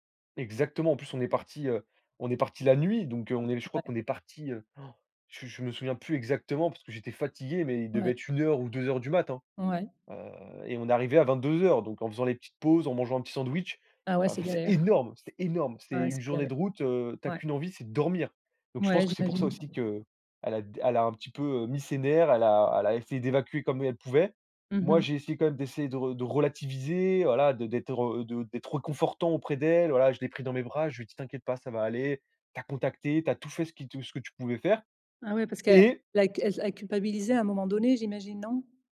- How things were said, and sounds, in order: tapping; other noise; gasp; stressed: "énorme"; other background noise
- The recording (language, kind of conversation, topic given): French, podcast, Peux-tu raconter un pépin de voyage dont tu rigoles encore ?
- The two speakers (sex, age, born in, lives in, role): female, 55-59, France, Portugal, host; male, 20-24, France, France, guest